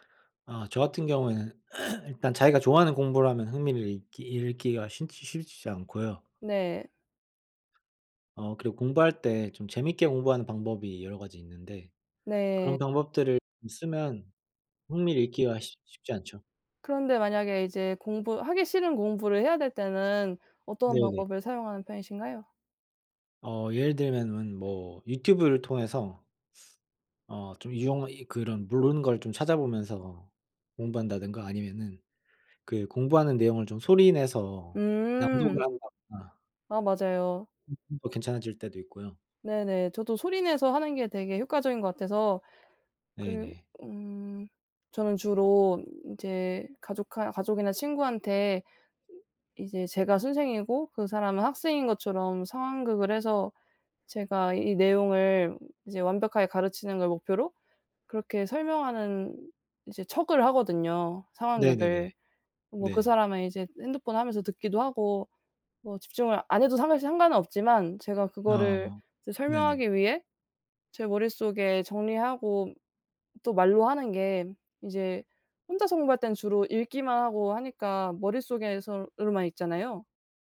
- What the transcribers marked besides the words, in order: throat clearing; other background noise; "사실" said as "상가실"
- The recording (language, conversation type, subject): Korean, unstructured, 어떻게 하면 공부에 대한 흥미를 잃지 않을 수 있을까요?